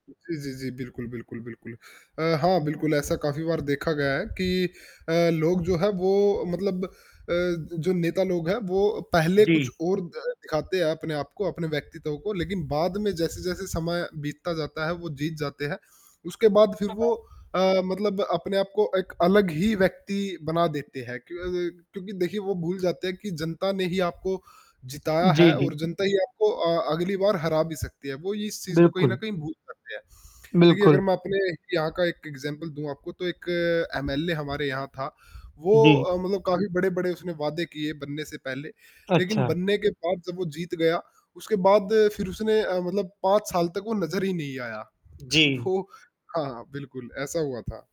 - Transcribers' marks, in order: static; unintelligible speech; other background noise; distorted speech; in English: "एग्ज़ाम्पल"; tapping
- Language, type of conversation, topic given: Hindi, unstructured, आपके हिसाब से एक अच्छे नेता में कौन-कौन से गुण होने चाहिए?